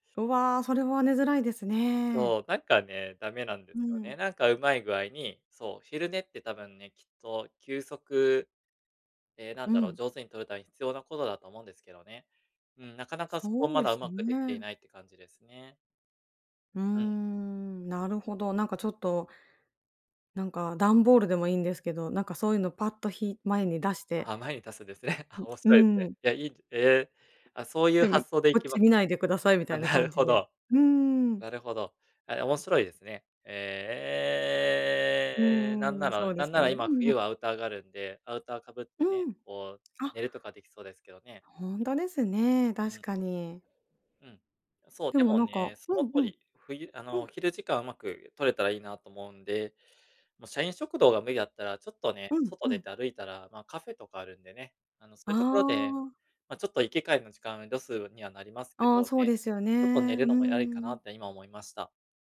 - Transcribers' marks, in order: chuckle; tapping; drawn out: "え"; other background noise
- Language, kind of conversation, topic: Japanese, advice, 疲れをためずに元気に過ごすにはどうすればいいですか？